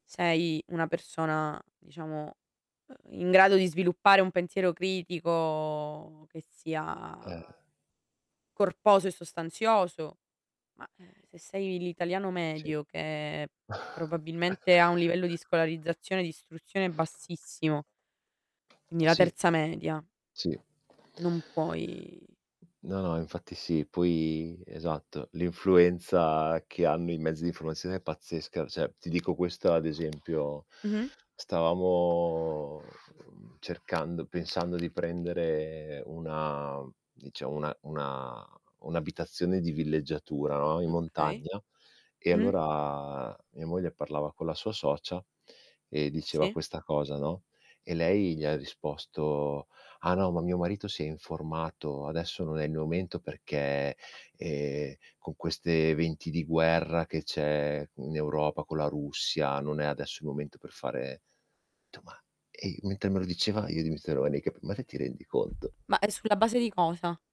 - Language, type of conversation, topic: Italian, unstructured, Qual è l’importanza dell’informazione durante una crisi sanitaria?
- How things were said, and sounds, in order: drawn out: "critico"; mechanical hum; chuckle; tapping; drawn out: "puoi"; static; other background noise; "cioè" said as "ceh"; drawn out: "stavamo"; distorted speech; "momento" said as "miomento"; unintelligible speech